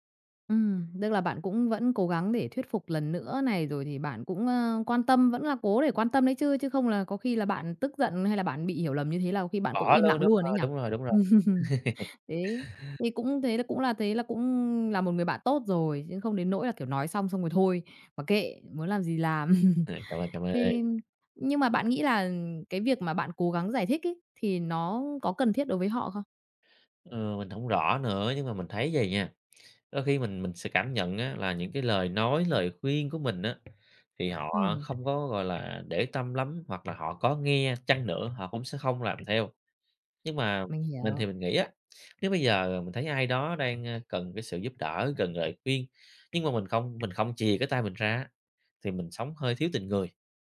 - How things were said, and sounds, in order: laugh; laugh; other background noise; tapping
- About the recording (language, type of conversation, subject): Vietnamese, podcast, Bạn nên làm gì khi người khác hiểu sai ý tốt của bạn?